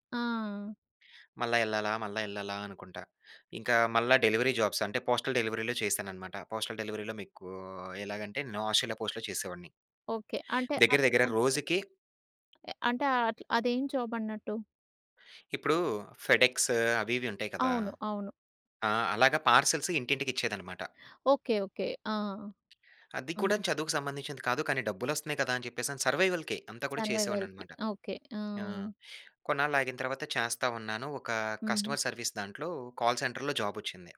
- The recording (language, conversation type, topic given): Telugu, podcast, నీవు అనుకున్న దారిని వదిలి కొత్త దారిని ఎప్పుడు ఎంచుకున్నావు?
- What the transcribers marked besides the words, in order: in English: "డెలివరీ జాబ్స్"; in English: "పోస్టల్ డెలివరీలో"; in English: "పోస్టల్ డెలివరీలో"; drawn out: "మీకూ"; in English: "ఫెడ్‌ఎక్స్"; in English: "పార్సెల్స్"; in English: "సర్వైవల్‌కి"; in English: "సర్వైవల్‌కే"; in English: "కస్టమర్ సర్విస్"; in English: "కాల్ సెంటర్‌లో"